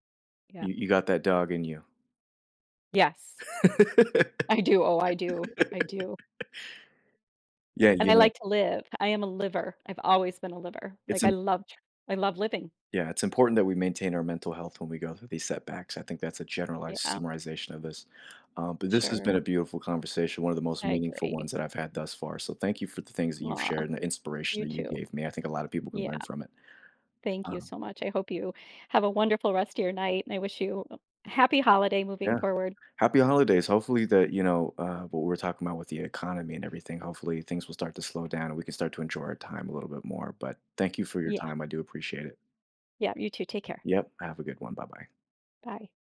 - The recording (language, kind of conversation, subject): English, unstructured, How can I stay hopeful after illness or injury?
- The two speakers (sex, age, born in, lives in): female, 50-54, United States, United States; male, 20-24, United States, United States
- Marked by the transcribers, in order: tapping; laugh; laughing while speaking: "I do"